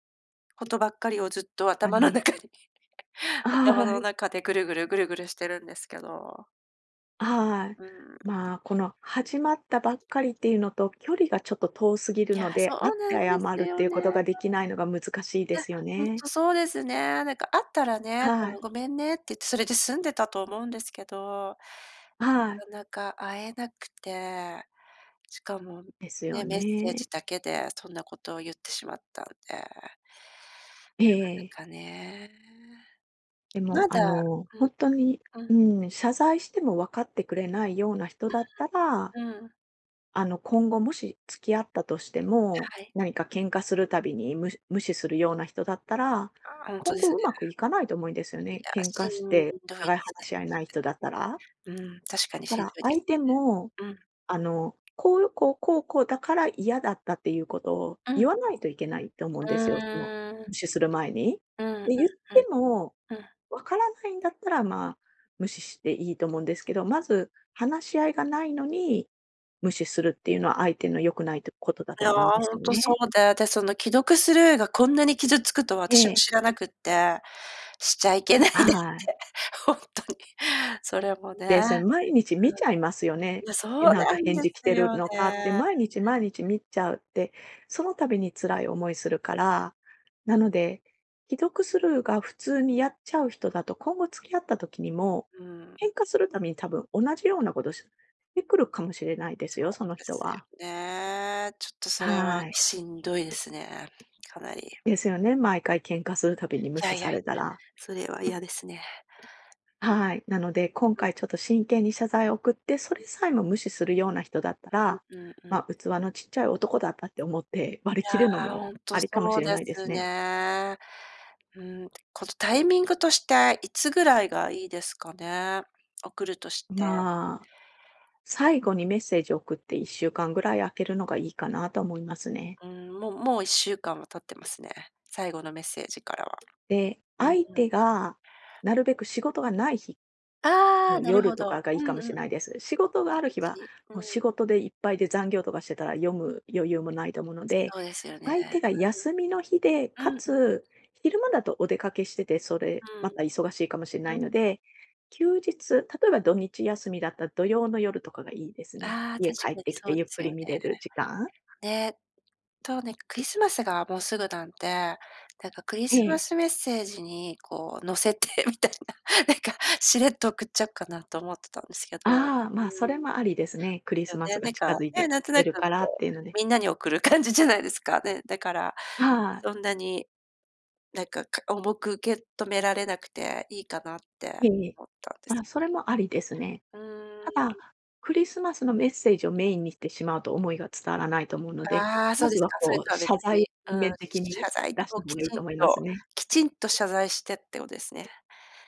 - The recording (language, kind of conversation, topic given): Japanese, advice, 過去の失敗を引きずって自己肯定感が回復しないのですが、どうすればよいですか？
- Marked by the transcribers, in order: laughing while speaking: "頭の中に"; other background noise; tapping; other noise; laughing while speaking: "しちゃいけないねって、ほんとに"; laughing while speaking: "乗せてみたいな、なんか"; laughing while speaking: "感じじゃないですか"